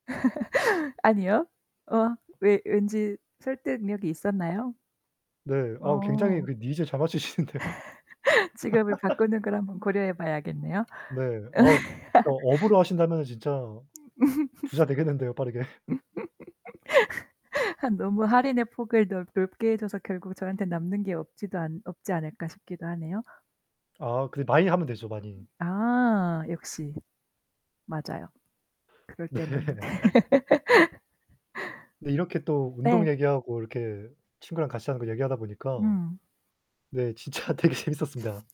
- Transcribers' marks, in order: laugh; laugh; laughing while speaking: "잡아 주시는데요"; tapping; laugh; other background noise; distorted speech; laugh; laughing while speaking: "빠르게"; laugh; laughing while speaking: "네"; laugh; laughing while speaking: "진짜 되게 재밌었습니다"
- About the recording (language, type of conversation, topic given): Korean, unstructured, 운동할 때 친구와 함께하면 좋은 이유는 무엇인가요?